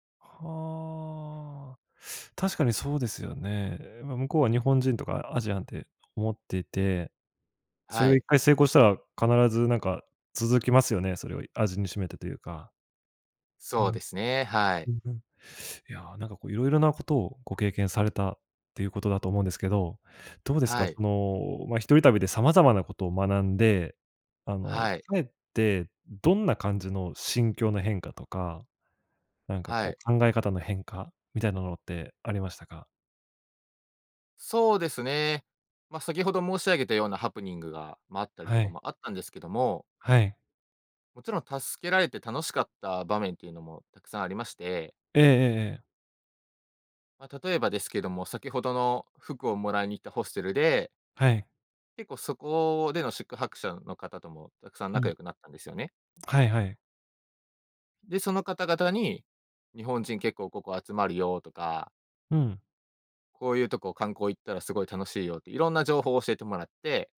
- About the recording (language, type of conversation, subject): Japanese, podcast, 初めての一人旅で学んだことは何ですか？
- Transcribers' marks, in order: other noise; other background noise